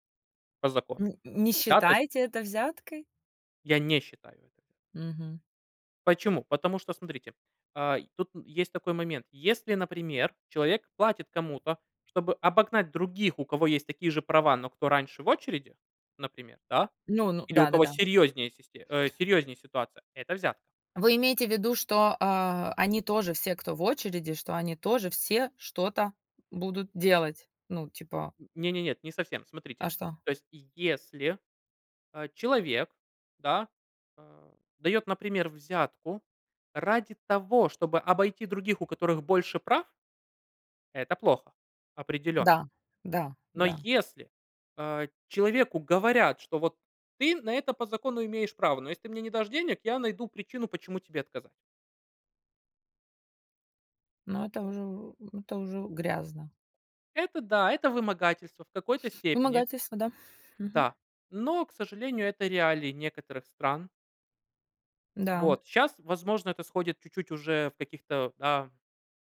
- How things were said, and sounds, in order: tapping; other background noise
- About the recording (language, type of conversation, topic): Russian, unstructured, Как вы думаете, почему коррупция так часто обсуждается в СМИ?